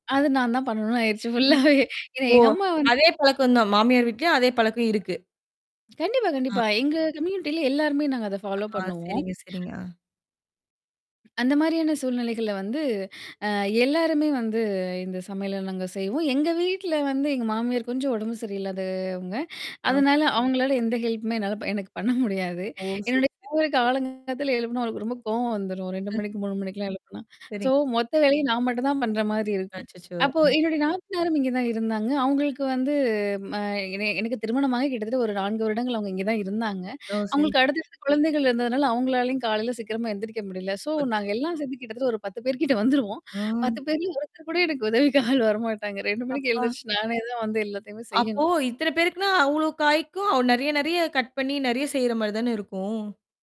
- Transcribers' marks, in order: laughing while speaking: "அது நான் தான் பண்ணணும்னு ஆயிருச்சு. ஃபுல்லாவே"; static; in English: "ஃபுல்லாவே"; other background noise; in English: "கம்யூனிட்டில"; in English: "ஃபாலோ"; drawn out: "சரியில்லாதவங்க"; in English: "ஹெல்ப்மே"; laughing while speaking: "என்னால எனக்கு பண்ண முடியாது"; distorted speech; unintelligible speech; in English: "சோ"; in English: "சோ"; laughing while speaking: "ஒரு பத்து பேர் கிட்ட வந்துருவோம் … உதவி ஆள் வரமாட்டாங்க"; drawn out: "ஓ"; in English: "கட்"
- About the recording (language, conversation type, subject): Tamil, podcast, குடும்ப ரெசிபிகள் உங்கள் வாழ்க்கைக் கதையை எப்படிச் சொல்கின்றன?